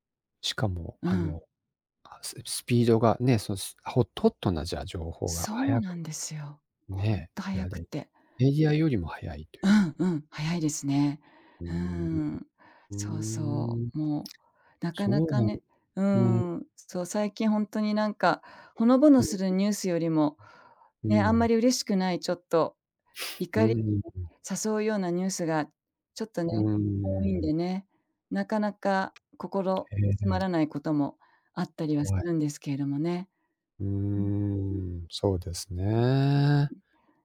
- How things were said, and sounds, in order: unintelligible speech; tapping; unintelligible speech
- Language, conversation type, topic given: Japanese, unstructured, 最近のニュースを見て、怒りを感じたことはありますか？
- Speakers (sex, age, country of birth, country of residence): female, 55-59, Japan, Japan; male, 50-54, Japan, Japan